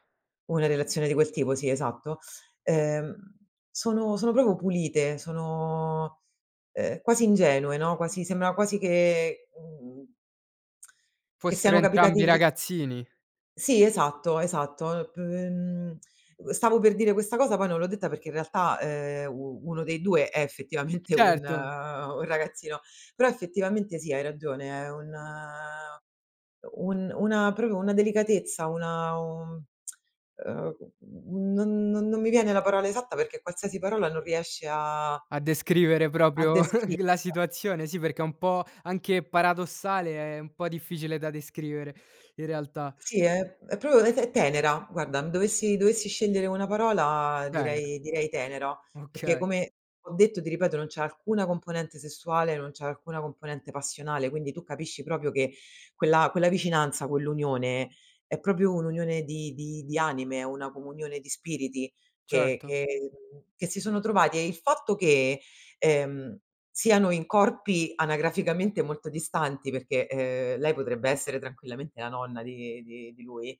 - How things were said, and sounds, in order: "proprio" said as "propo"; tsk; tsk; "proprio" said as "propio"; chuckle; "proprio" said as "propio"; "proprio" said as "propio"; "proprio" said as "propio"
- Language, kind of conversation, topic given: Italian, podcast, Qual è un film che ti ha cambiato la prospettiva sulla vita?